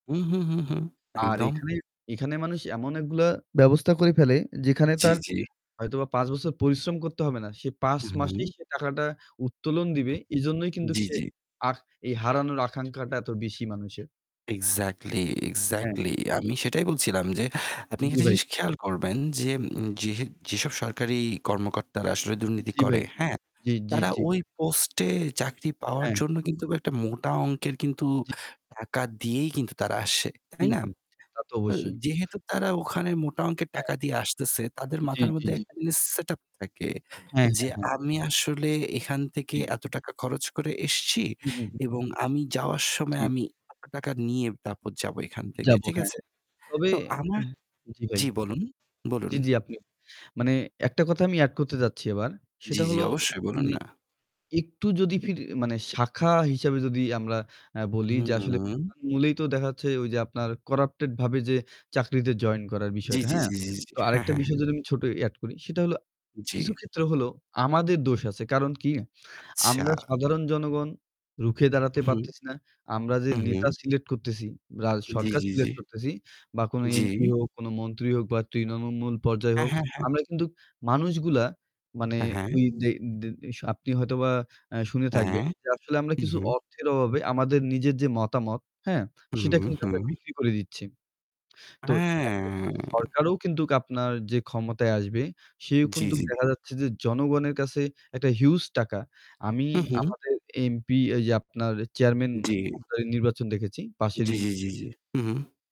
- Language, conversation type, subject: Bengali, unstructured, সরকারি প্রকল্পে দুর্নীতির অভিযোগ কীভাবে মোকাবেলা করা যায়?
- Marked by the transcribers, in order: static; other background noise; tapping; distorted speech; unintelligible speech; "তৃণমূল" said as "তৃণনমূল"